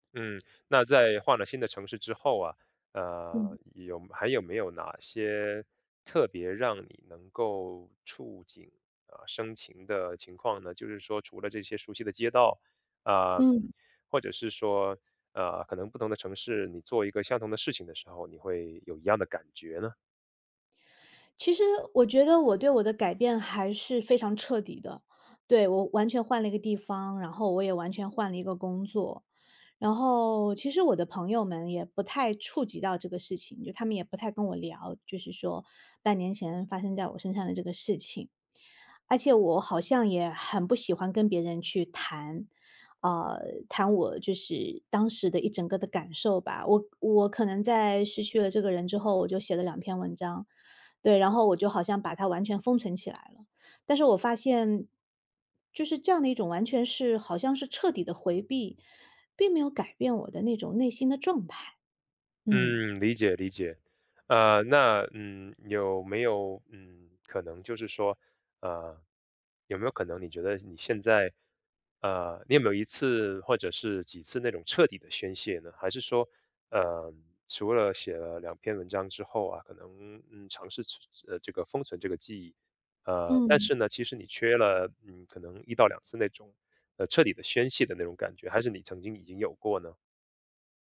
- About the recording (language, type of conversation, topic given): Chinese, advice, 为什么我在经历失去或突发变故时会感到麻木，甚至难以接受？
- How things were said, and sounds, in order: other background noise